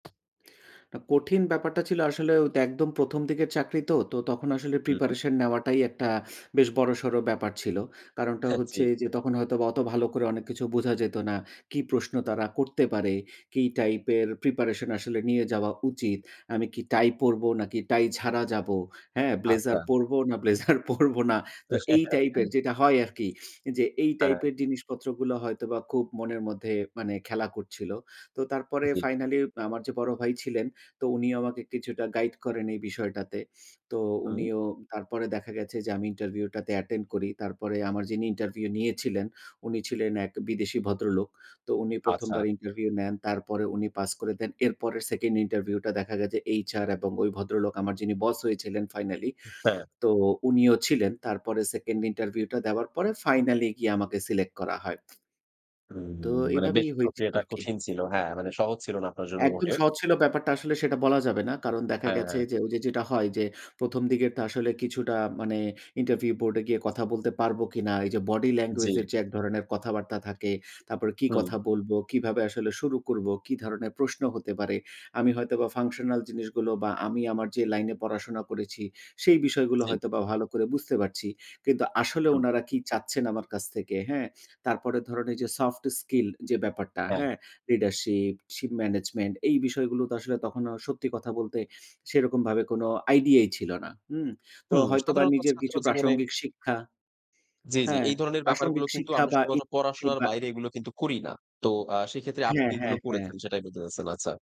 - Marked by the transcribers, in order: laugh; other background noise
- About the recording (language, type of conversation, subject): Bengali, podcast, আপনি কীভাবে আপনার প্রথম চাকরি পেয়েছিলেন?